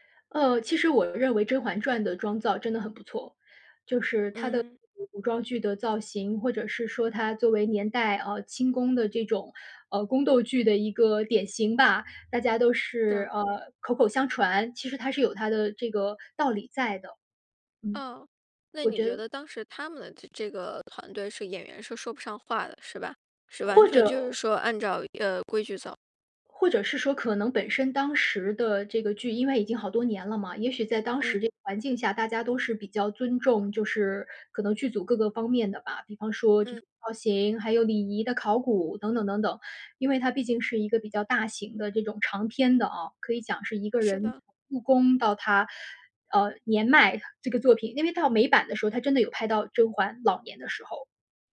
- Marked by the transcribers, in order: none
- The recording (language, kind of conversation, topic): Chinese, podcast, 你对哪部电影或电视剧的造型印象最深刻？